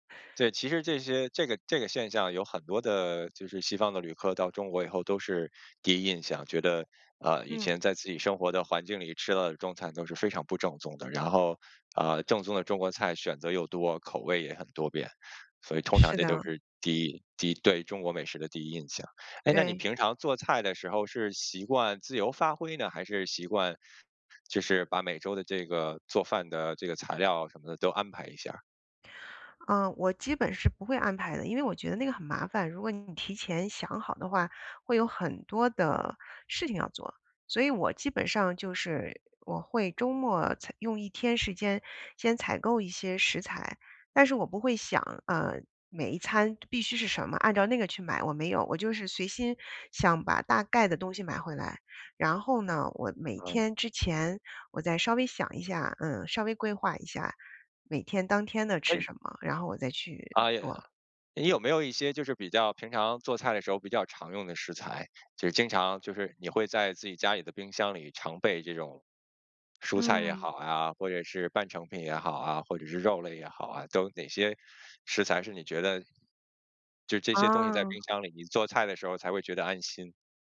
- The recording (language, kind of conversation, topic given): Chinese, podcast, 你平时如何规划每周的菜单？
- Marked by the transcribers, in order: other background noise